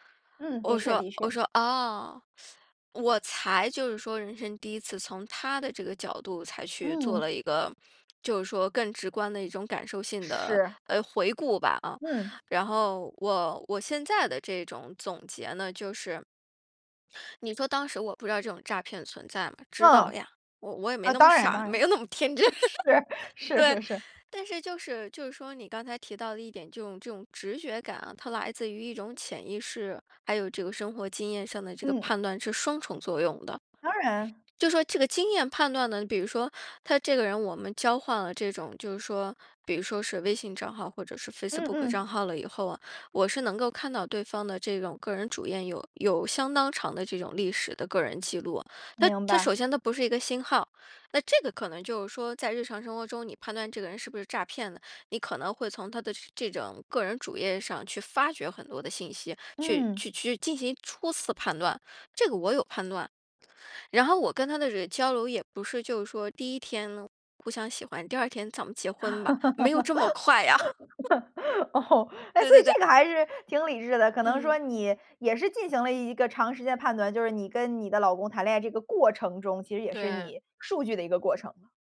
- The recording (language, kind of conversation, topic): Chinese, podcast, 做决定时你更相信直觉还是更依赖数据？
- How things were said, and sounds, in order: teeth sucking; other background noise; laughing while speaking: "是"; laughing while speaking: "没有那么天真"; chuckle; "种" said as "整"; laugh; laughing while speaking: "哦"; laughing while speaking: "快呀"; chuckle